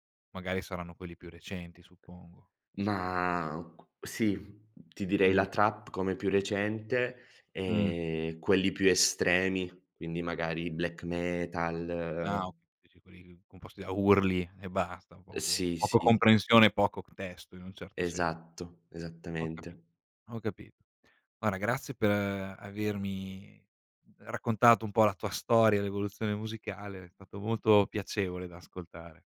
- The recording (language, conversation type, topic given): Italian, podcast, Come il tuo ambiente familiare ha influenzato il tuo gusto musicale?
- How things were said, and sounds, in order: "Guarda" said as "guara"; "per" said as "pe"; tapping